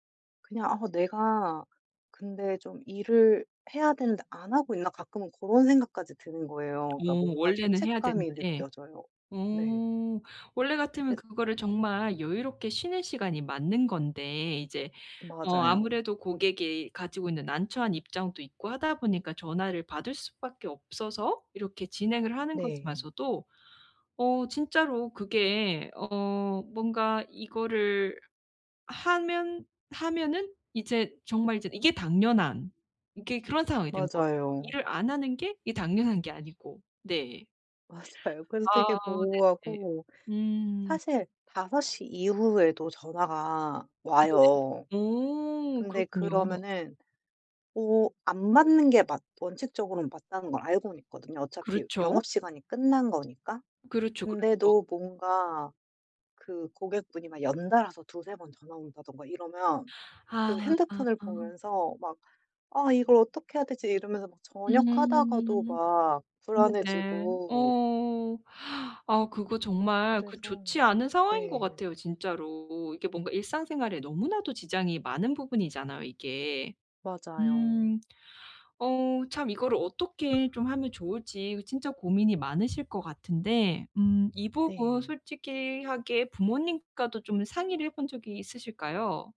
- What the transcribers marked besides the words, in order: other background noise; laughing while speaking: "맞아요"; tapping
- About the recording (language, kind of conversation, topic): Korean, advice, 일과 개인 생활의 경계를 어떻게 설정하면 좋을까요?